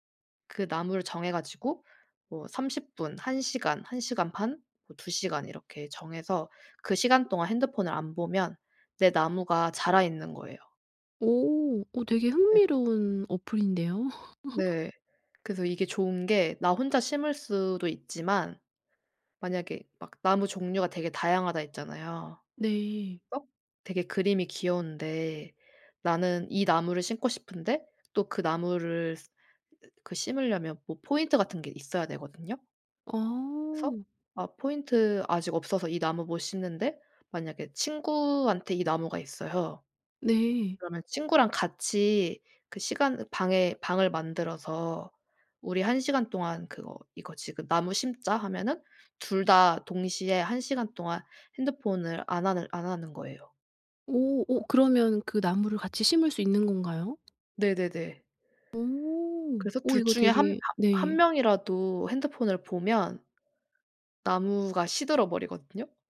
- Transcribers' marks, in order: other background noise; laugh; tapping
- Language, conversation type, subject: Korean, podcast, 디지털 디톡스는 어떻게 시작하나요?